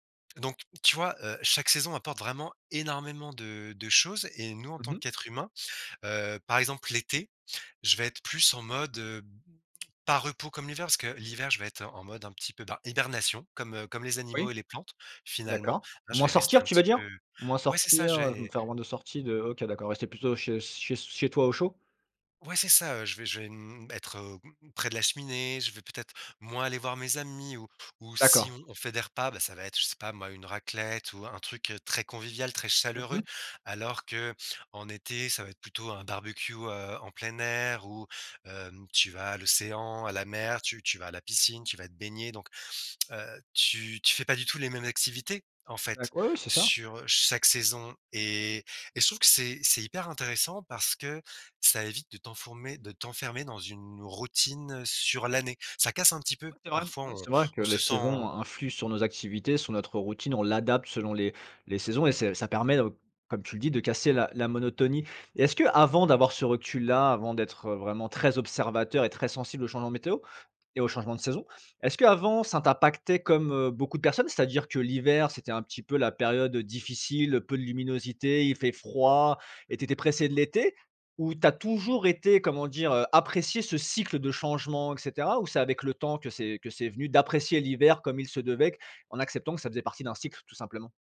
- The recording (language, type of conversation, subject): French, podcast, Que t’apprend le cycle des saisons sur le changement ?
- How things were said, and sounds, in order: stressed: "énormément"; stressed: "l'été"; stressed: "hibernation"; "D'accord" said as "d'acc"; stressed: "l'adapte"; stressed: "qu'avant"; stressed: "apprécié"; stressed: "cycle"; stressed: "d'apprécier"